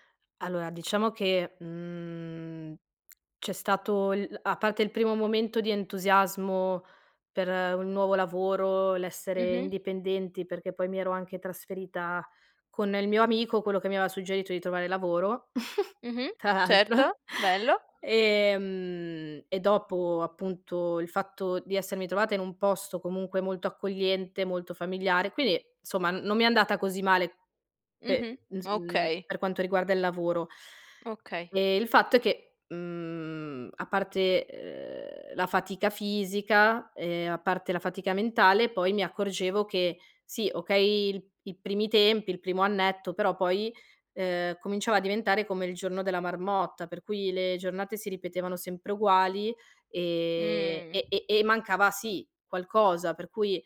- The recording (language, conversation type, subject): Italian, podcast, Come scegli tra una passione e un lavoro stabile?
- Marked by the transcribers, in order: other background noise; chuckle; laughing while speaking: "tra l'altro"; "Quindi" said as "quini"; "insomma" said as "nsomma"